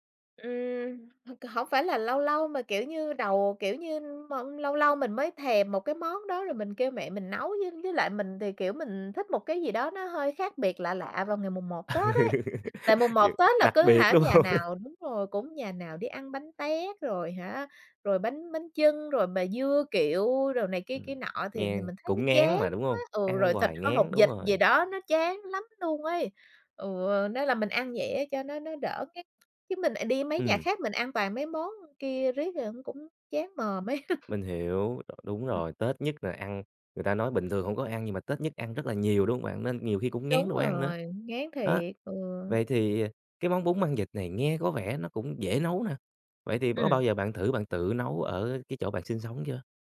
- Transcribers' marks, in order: laughing while speaking: "Ừ"; laughing while speaking: "hông?"; tapping; chuckle
- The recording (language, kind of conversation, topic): Vietnamese, podcast, Món ăn nào khiến bạn nhớ về quê hương nhất?